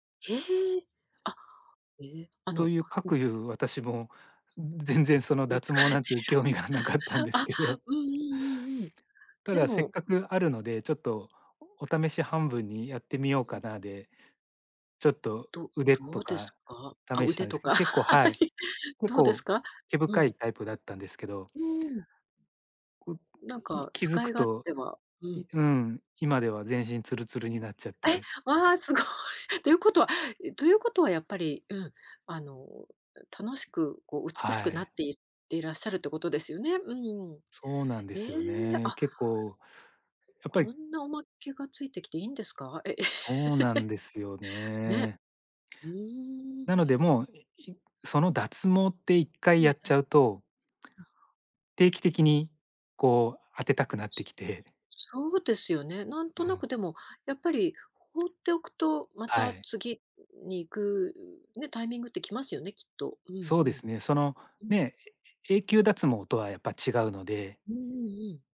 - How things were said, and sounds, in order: tapping; laughing while speaking: "その脱毛なんて、興味がなかったんですけど"; chuckle; laughing while speaking: "はい"; laughing while speaking: "凄い"; chuckle; other background noise
- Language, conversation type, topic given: Japanese, podcast, 運動習慣を続けるコツは何だと思いますか？